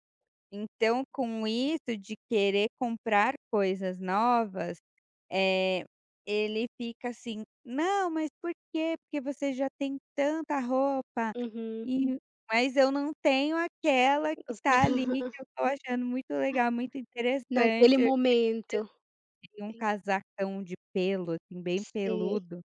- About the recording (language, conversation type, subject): Portuguese, advice, Como você descreveria um desentendimento entre o casal sobre dinheiro e gastos?
- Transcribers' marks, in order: put-on voice: "Não mas por quê? Porque você já tem tanta roupa"; unintelligible speech